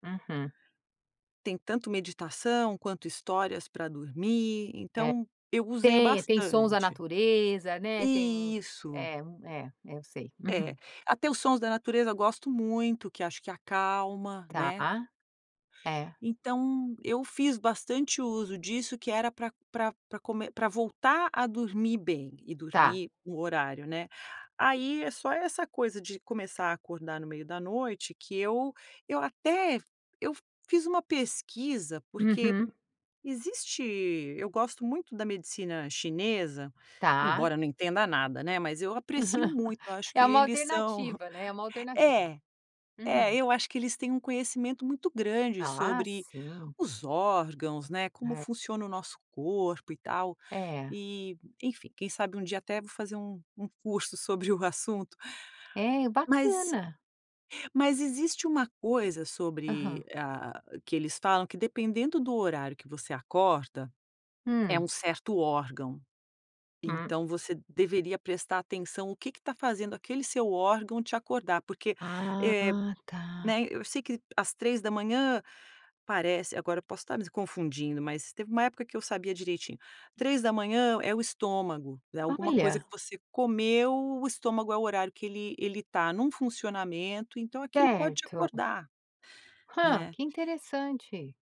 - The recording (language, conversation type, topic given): Portuguese, podcast, O que você costuma fazer quando não consegue dormir?
- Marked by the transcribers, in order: laugh; chuckle